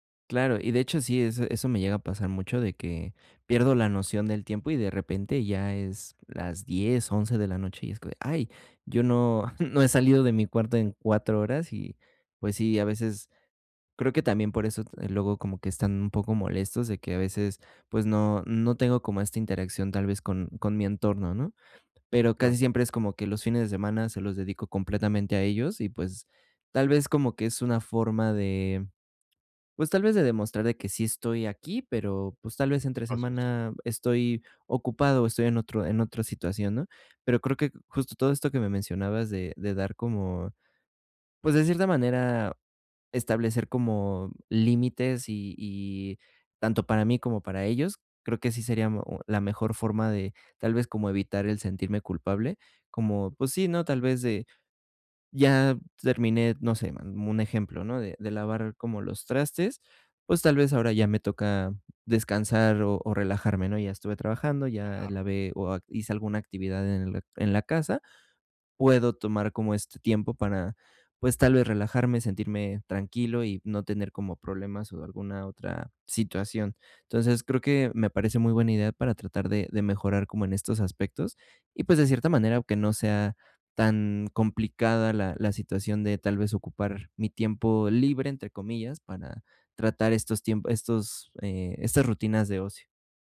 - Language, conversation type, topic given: Spanish, advice, Cómo crear una rutina de ocio sin sentirse culpable
- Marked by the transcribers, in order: chuckle